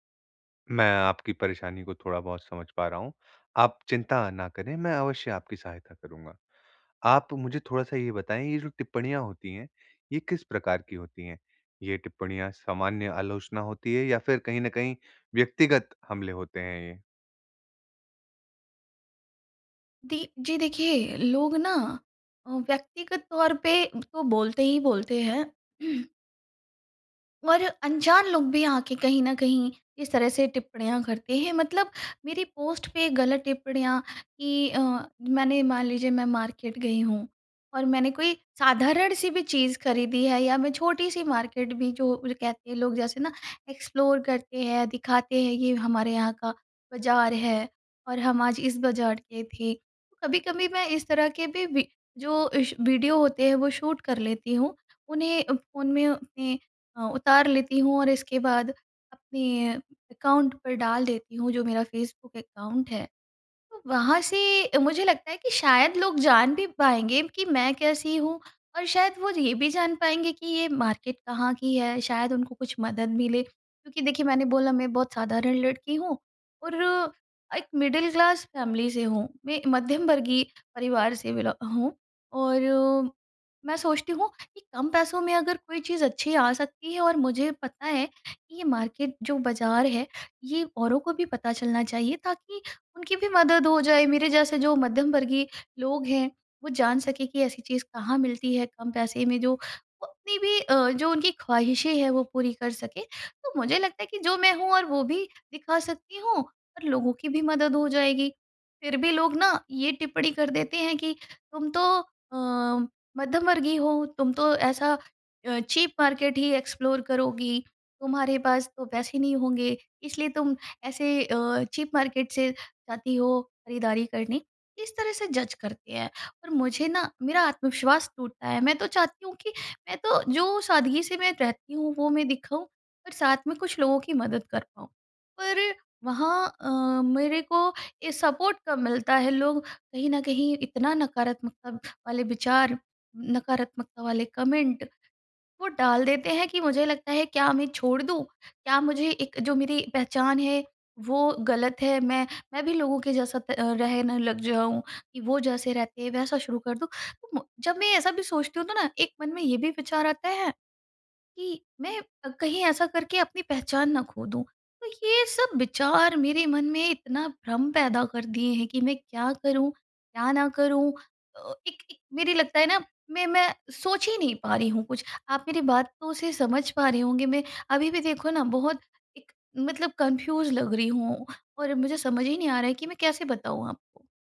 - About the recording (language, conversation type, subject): Hindi, advice, सोशल मीडिया पर अनजान लोगों की नकारात्मक टिप्पणियों से मैं परेशान क्यों हो जाता/जाती हूँ?
- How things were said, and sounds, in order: throat clearing; in English: "मार्केट"; in English: "मार्केट"; in English: "एक्सप्लोर"; in English: "शूट"; in English: "मार्केट"; in English: "मिडिल क्लास फैमिली"; in English: "मार्केट"; in English: "चीप मार्केट"; in English: "एक्सप्लोर"; in English: "चीप मार्केट"; in English: "सपोर्ट"; in English: "कमेंट"; in English: "कन्फ्यूज़"